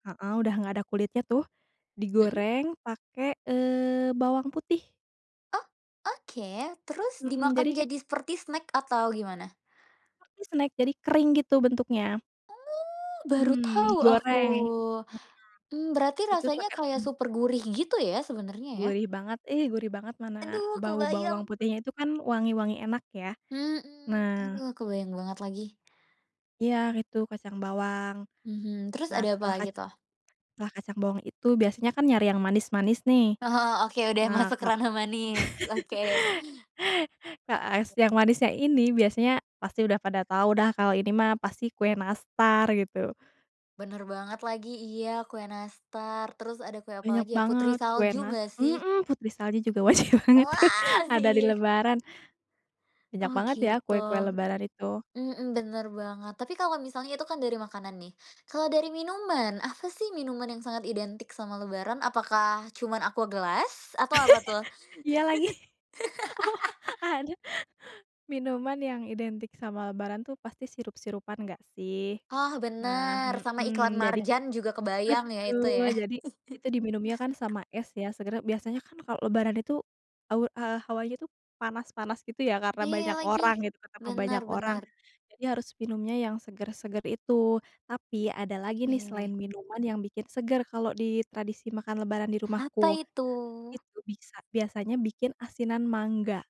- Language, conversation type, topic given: Indonesian, podcast, Bisa jelaskan seperti apa tradisi makan saat Lebaran di kampung halamanmu?
- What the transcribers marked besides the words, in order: other background noise; tapping; background speech; unintelligible speech; laugh; laughing while speaking: "wajib banget tuh"; chuckle; laughing while speaking: "lagi. Oh, ada"; laugh; chuckle